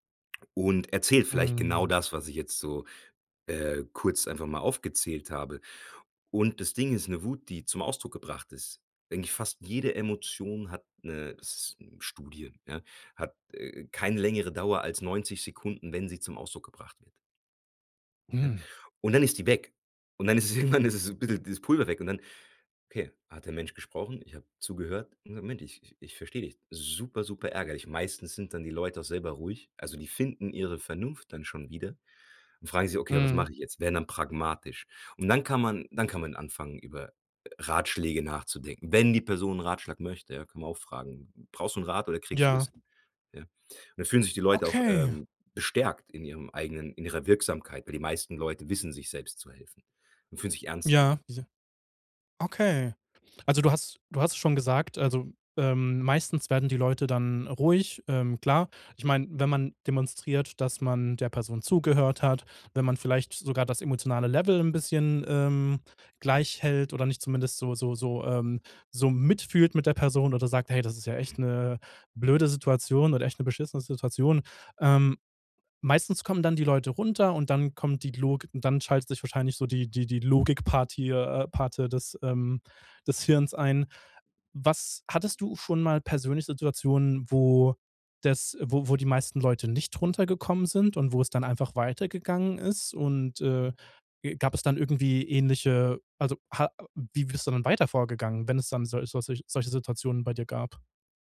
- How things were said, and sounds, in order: gasp; laughing while speaking: "irgendwann, ist es bisschen dieses Pulver weg und dann"; stressed: "Wenn"; stressed: "mitfühlt"; other background noise
- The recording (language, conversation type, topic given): German, podcast, Wie zeigst du Empathie, ohne gleich Ratschläge zu geben?
- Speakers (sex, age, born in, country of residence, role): male, 30-34, Germany, Germany, host; male, 40-44, Germany, Germany, guest